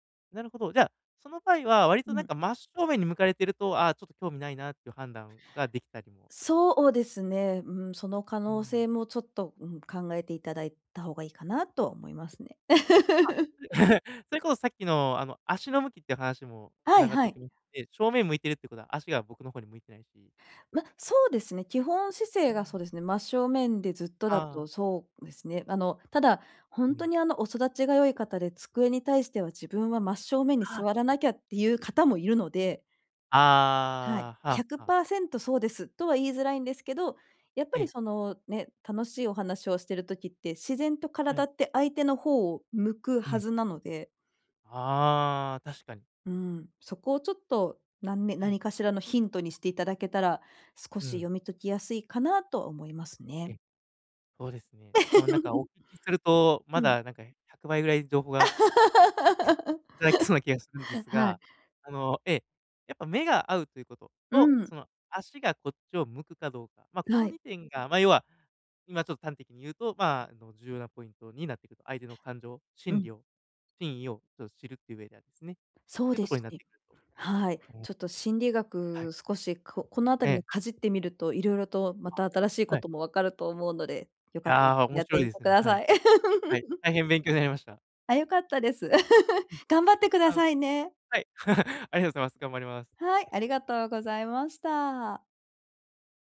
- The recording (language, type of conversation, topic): Japanese, advice, 相手の感情を正しく理解するにはどうすればよいですか？
- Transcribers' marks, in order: laugh; other noise; laugh; laugh; laugh; other background noise; laugh